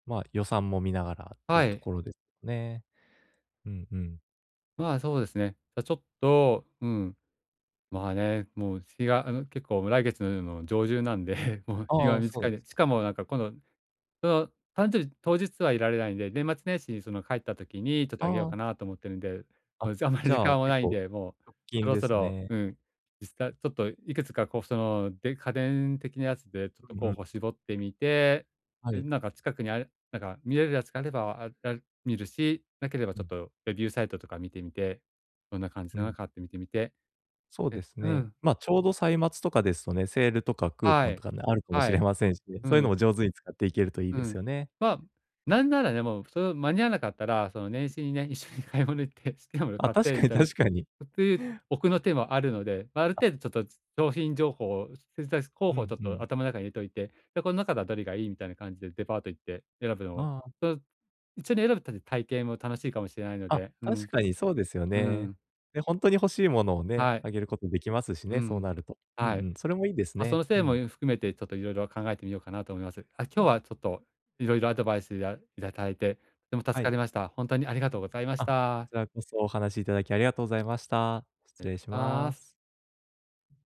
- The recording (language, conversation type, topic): Japanese, advice, どうすれば予算内で喜ばれる贈り物を選べますか？
- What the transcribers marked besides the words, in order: laughing while speaking: "なんで"; other noise; laughing while speaking: "一緒に買い物行って"